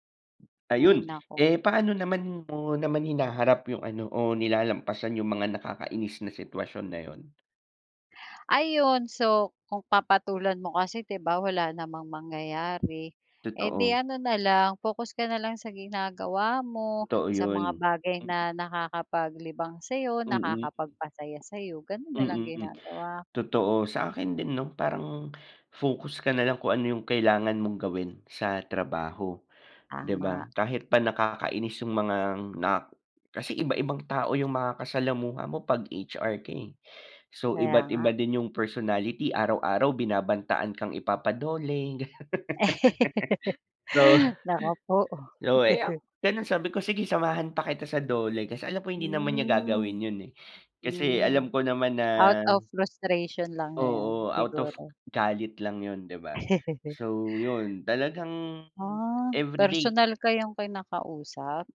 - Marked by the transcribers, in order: "Totoo" said as "too"; laughing while speaking: "ganyan"; laugh; laugh; laugh
- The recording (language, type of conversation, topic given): Filipino, unstructured, Ano ang karaniwang problemang nararanasan mo sa trabaho na pinaka-nakakainis?